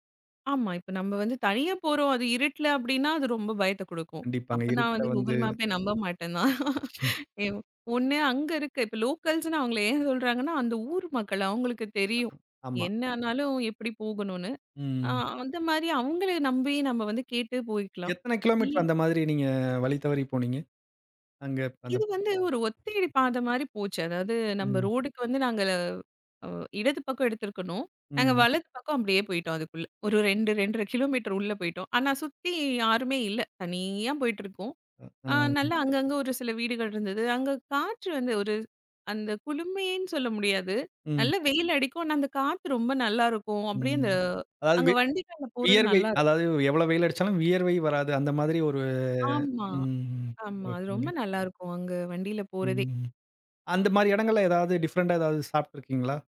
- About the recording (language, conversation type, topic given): Tamil, podcast, அழகான இடங்களை நீங்கள் எப்படிக் கண்டுபிடிக்கிறீர்கள்?
- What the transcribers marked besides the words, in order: other background noise; laughing while speaking: "தான்"; in English: "லோக்கல்ஸ்னு"; in English: "டிஃபரென்ட்டா"